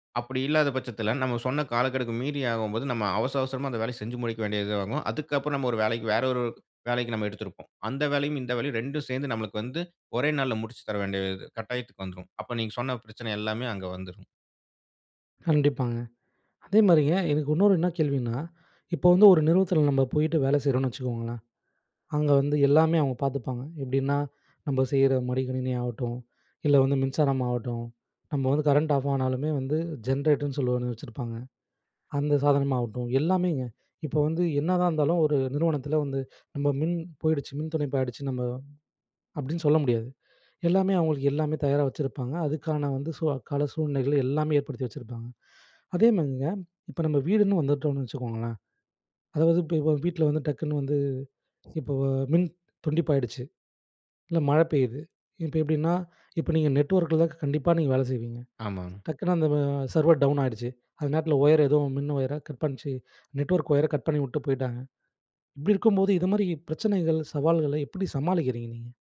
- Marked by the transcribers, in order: other background noise; "இன்னொரு" said as "உன்னொரு"; in English: "கரண்ட் ஆஃப்"; in English: "ஜென்ரேட்டர்"; "துண்டிப்பு" said as "துணைப்பு"; other noise; in English: "நெட்வொர்க்"; in English: "சர்வர் டவுன்"; in English: "ஒயர்"; in English: "நெட்வொர்க் ஒயரை"; anticipating: "இப்படி இருக்கும்போது இது மாரி பிரச்சனைகள், சவால்கள எப்படி சமாளிக்கிறீங்க நீங்க?"
- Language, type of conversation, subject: Tamil, podcast, மெய்நிகர் வேலை உங்கள் சமநிலைக்கு உதவுகிறதா, அல்லது அதை கஷ்டப்படுத்துகிறதா?